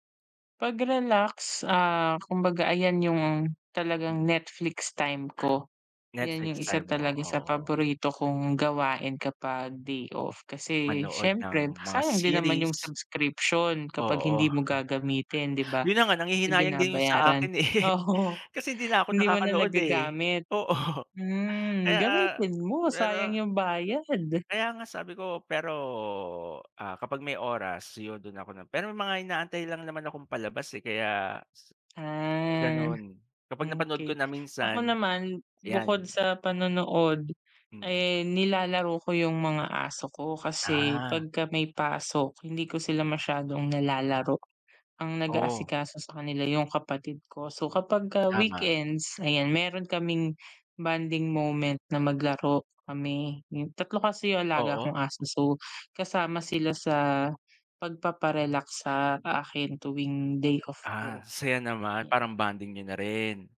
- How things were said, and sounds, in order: chuckle; laughing while speaking: "eh"; laughing while speaking: "oo"; laughing while speaking: "oo"
- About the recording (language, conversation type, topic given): Filipino, unstructured, Ano ang ideya mo ng perpektong araw na walang pasok?